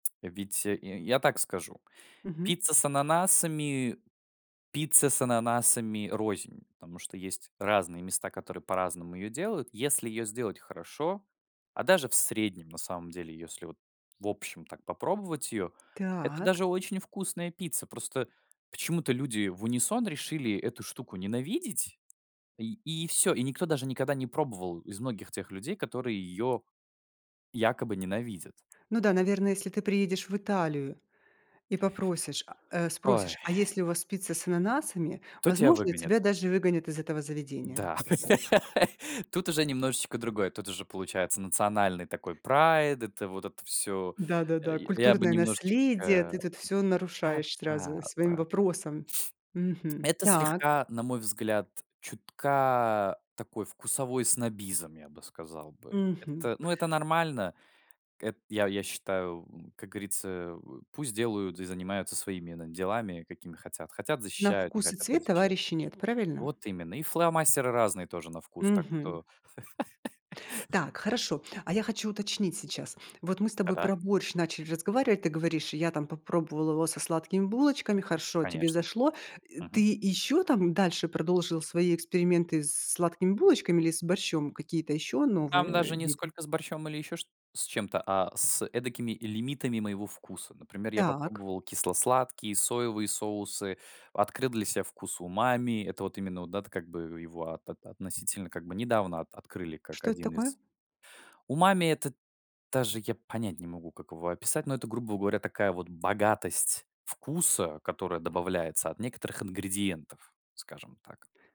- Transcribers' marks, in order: tapping; laugh; laugh
- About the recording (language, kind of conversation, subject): Russian, podcast, Какие сочетания вкусов тебя больше всего удивляют?